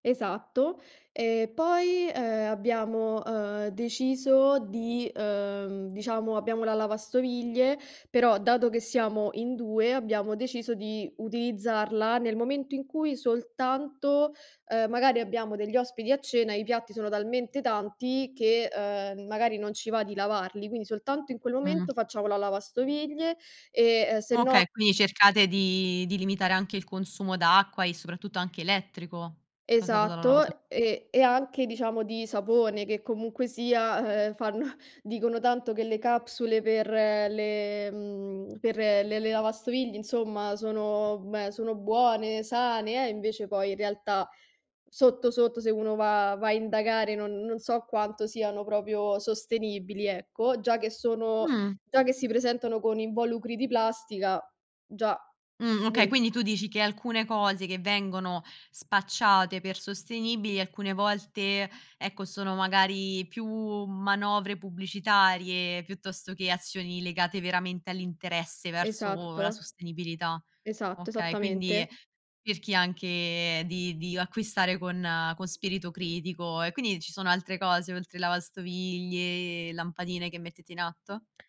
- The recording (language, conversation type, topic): Italian, podcast, Come puoi rendere la tua casa più sostenibile nella vita di tutti i giorni?
- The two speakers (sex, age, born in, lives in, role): female, 25-29, Italy, Italy, guest; female, 25-29, Italy, Italy, host
- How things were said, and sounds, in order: tapping; other background noise; laughing while speaking: "fanno"; "proprio" said as "propio"